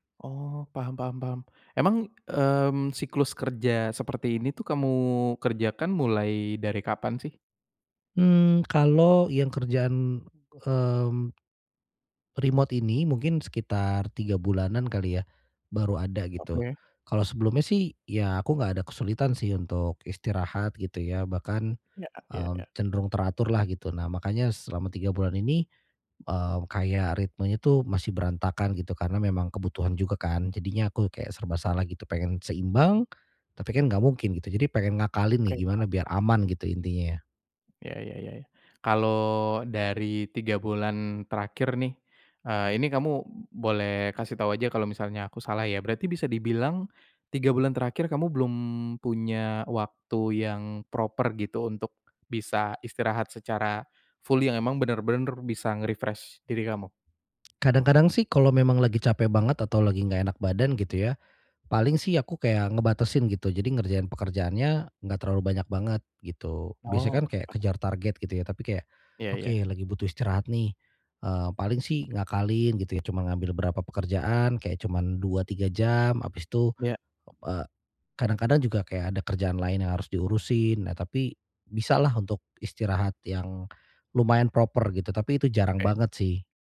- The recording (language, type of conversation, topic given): Indonesian, advice, Bagaimana cara menemukan keseimbangan yang sehat antara pekerjaan dan waktu istirahat setiap hari?
- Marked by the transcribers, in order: tapping; in English: "remote"; other background noise; in English: "proper"; in English: "fully"; in English: "nge-refresh"; in English: "proper"